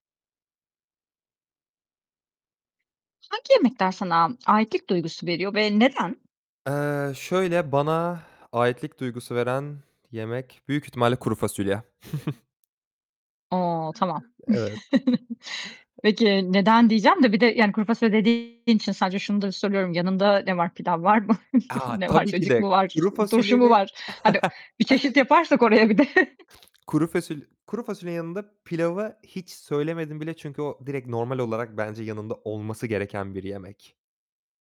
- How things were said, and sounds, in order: other background noise; giggle; chuckle; laughing while speaking: "Ne var? Cacık mı var? … oraya bir de"; chuckle
- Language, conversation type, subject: Turkish, podcast, Hangi yemekler sana aidiyet duygusu veriyor, neden?